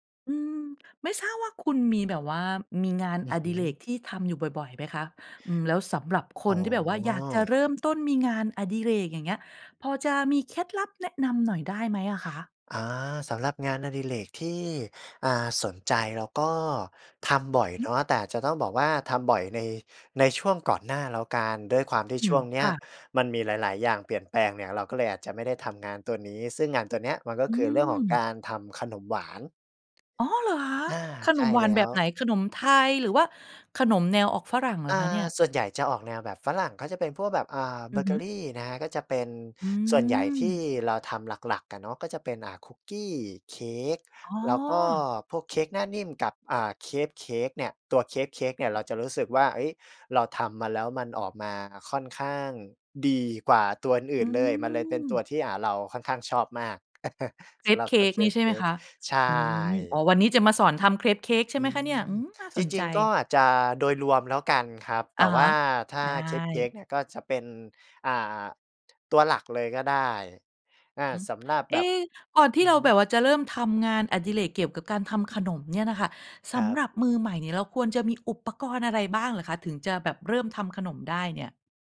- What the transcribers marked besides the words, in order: surprised: "อ๋อ ! เหรอคะ"; other noise; chuckle; tapping
- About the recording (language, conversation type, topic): Thai, podcast, มีเคล็ดลับอะไรบ้างสำหรับคนที่เพิ่งเริ่มต้น?